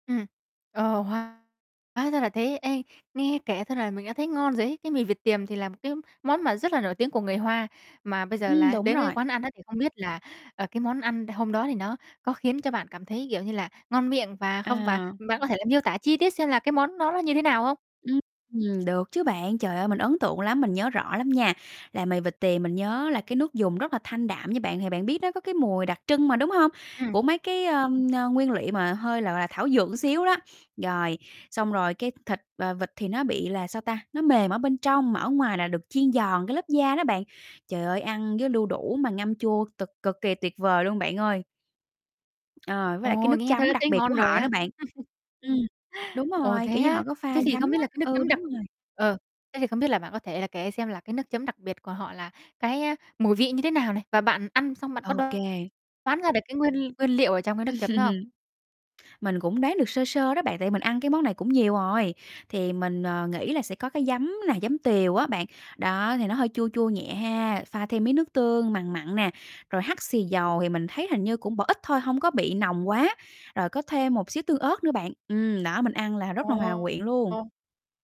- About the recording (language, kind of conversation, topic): Vietnamese, podcast, Bạn có thể kể về lần một người lạ dẫn bạn đến một quán ăn địa phương tuyệt vời không?
- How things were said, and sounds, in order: distorted speech; other background noise; tapping; "một" said as "ờn"; "cực" said as "tực"; chuckle; chuckle